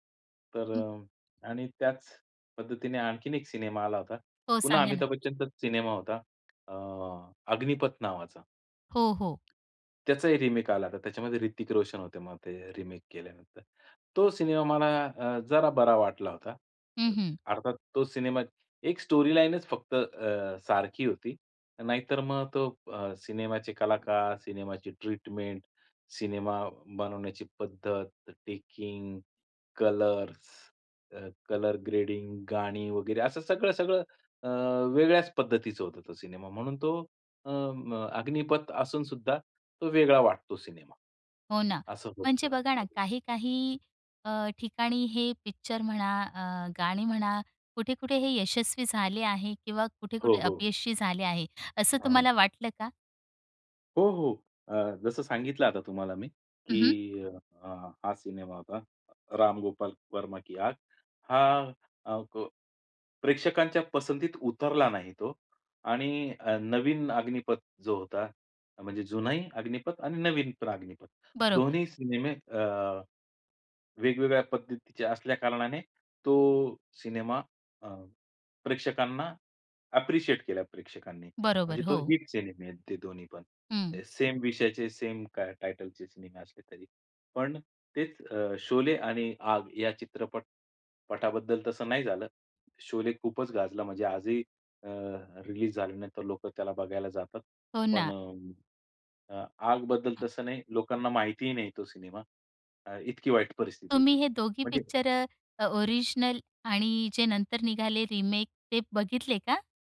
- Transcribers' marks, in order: tapping; other background noise; in English: "रिमेक"; in English: "रिमेक"; in English: "स्टोरीलाइनच"; in English: "ट्रीटमेंट"; in English: "टेकिंग, कलर्स"; in English: "कलर् ग्रेडिंग"; unintelligible speech; in English: "ॲप्रिशिएट"; in English: "सेम"; in English: "सेम टायटलचे"; in English: "रिलीज"; in English: "ओरिजिनल"; in English: "रिमेक"
- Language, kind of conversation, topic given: Marathi, podcast, रीमिक्स आणि रिमेकबद्दल तुमचं काय मत आहे?